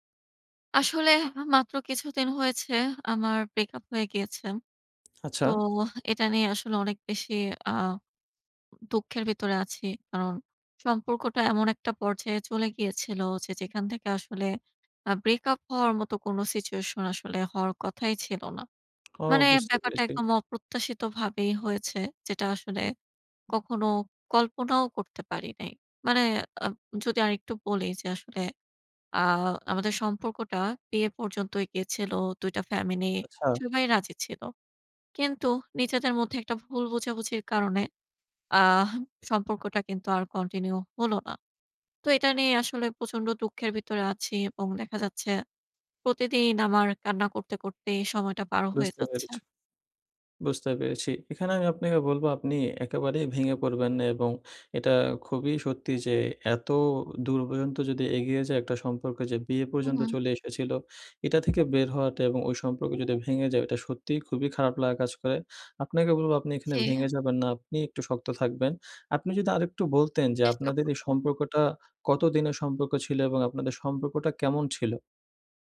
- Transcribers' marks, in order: in English: "সিচুয়েশন"; "ফ্যামিলি" said as "ফ্যামিনি"; in English: "কন্টিনিউ"; tapping; "পর্যন্ত" said as "পোজন্ত"; alarm
- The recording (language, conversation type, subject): Bengali, advice, ব্রেকআপের পর প্রচণ্ড দুঃখ ও কান্না কীভাবে সামলাব?